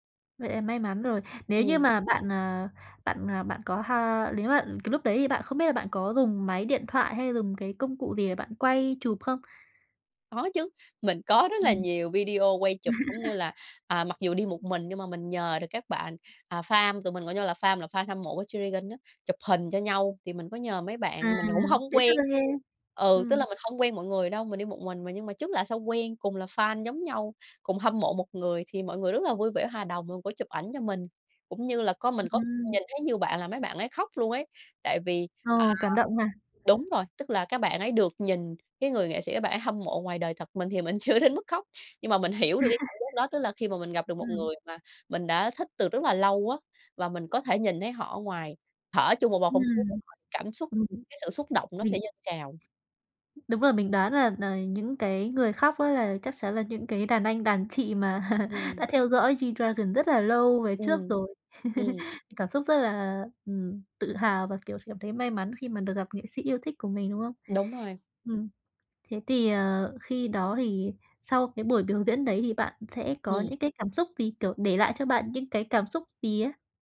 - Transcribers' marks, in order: tapping; other background noise; laughing while speaking: "có"; laugh; laughing while speaking: "chưa"; chuckle; laughing while speaking: "mà"; laugh
- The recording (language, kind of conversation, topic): Vietnamese, podcast, Điều gì khiến bạn mê nhất khi xem một chương trình biểu diễn trực tiếp?